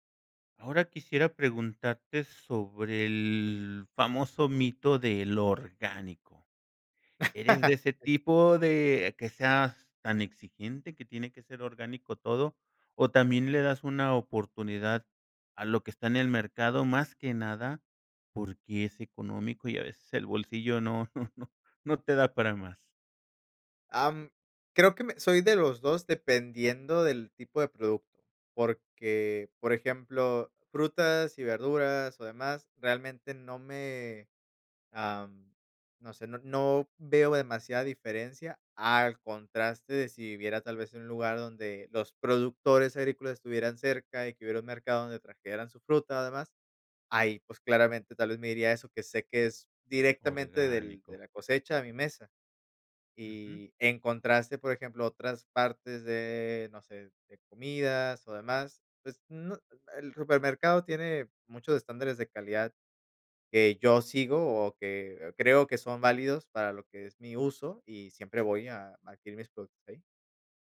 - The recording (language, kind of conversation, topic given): Spanish, podcast, ¿Cómo cocinas cuando tienes poco tiempo y poco dinero?
- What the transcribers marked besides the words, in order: chuckle; laughing while speaking: "no no no"; other background noise